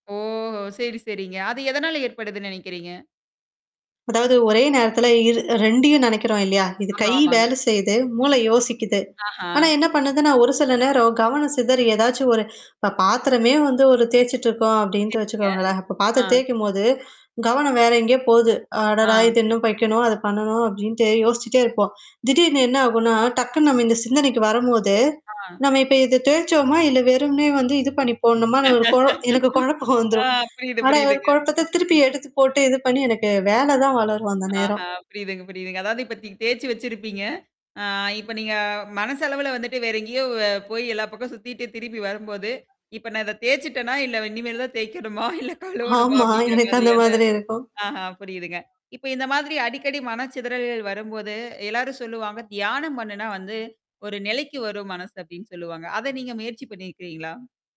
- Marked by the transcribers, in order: drawn out: "ஓ!"; tapping; other background noise; distorted speech; "வைக்கணும்" said as "பைக்கணும்"; laugh; chuckle; mechanical hum; laughing while speaking: "ஆமா. எனக்கு அந்த மாதிரி இருக்கும்"; laughing while speaking: "தேய்க்கணுமா? இல்ல கழுவணுமா? அப்படிங்கிற மாதிரியான ஆஹா புரியுதுங்க"; other noise
- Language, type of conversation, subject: Tamil, podcast, ஒரே வேலையில் முழுக் கவனம் செலுத்த நீங்கள் என்ன செய்கிறீர்கள்?